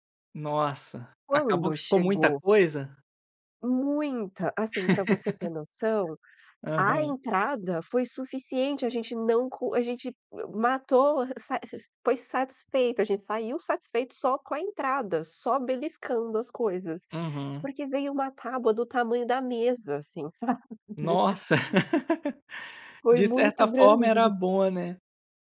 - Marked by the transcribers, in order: laugh; laugh
- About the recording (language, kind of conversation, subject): Portuguese, podcast, Qual foi a melhor comida que você já provou e por quê?